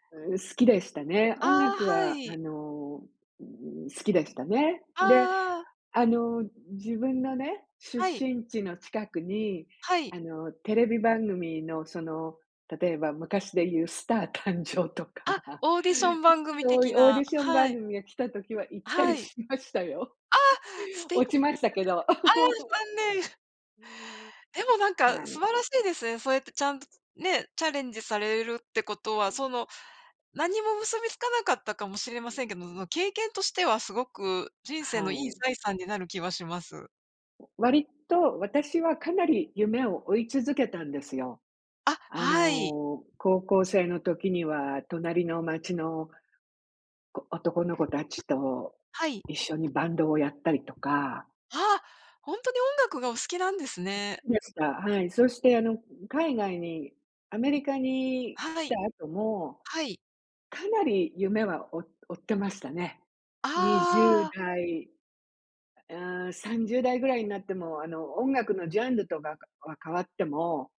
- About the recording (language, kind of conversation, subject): Japanese, unstructured, 子どもの頃に抱いていた夢は何で、今はどうなっていますか？
- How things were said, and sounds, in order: laughing while speaking: "スター誕生とか"; unintelligible speech; laugh; unintelligible speech; unintelligible speech; other background noise